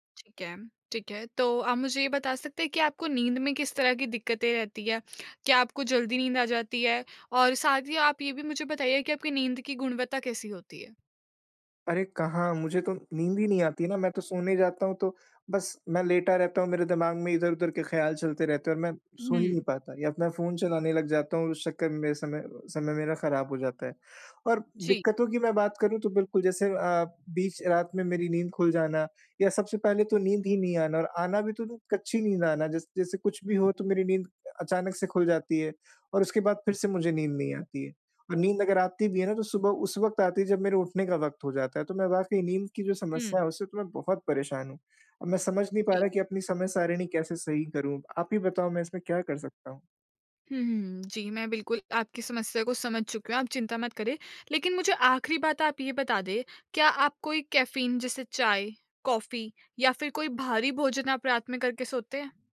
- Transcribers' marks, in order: in English: "कैफ़ीन"
- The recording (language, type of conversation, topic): Hindi, advice, मैं अपनी सोने-जागने की समय-सारिणी को स्थिर कैसे रखूँ?